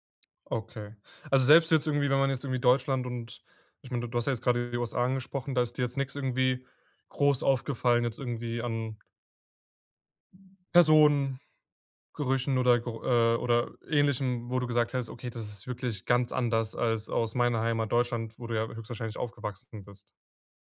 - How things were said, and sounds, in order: other background noise
- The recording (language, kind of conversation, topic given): German, podcast, Was war deine ungewöhnlichste Begegnung auf Reisen?